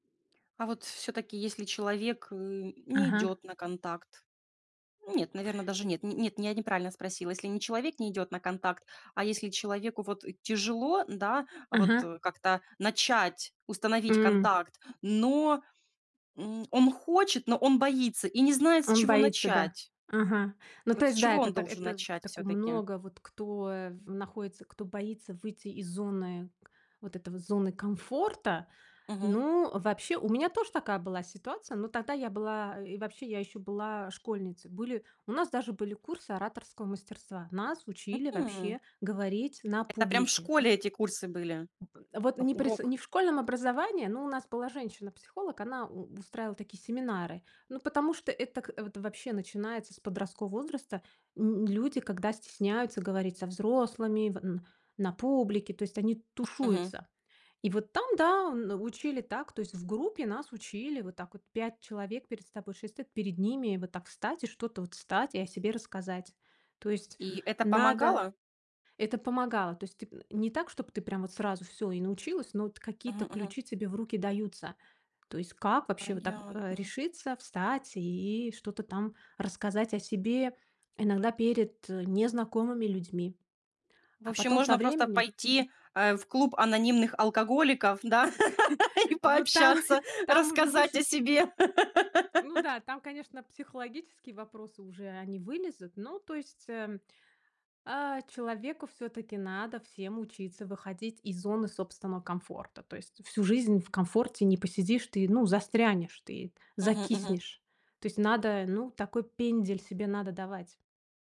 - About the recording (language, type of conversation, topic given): Russian, podcast, Какие простые привычки помогают тебе каждый день чувствовать себя увереннее?
- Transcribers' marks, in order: tapping; chuckle; laughing while speaking: "Ну, там там уже больше п"; laugh; laughing while speaking: "и пообщаться, рассказать о себе"; laugh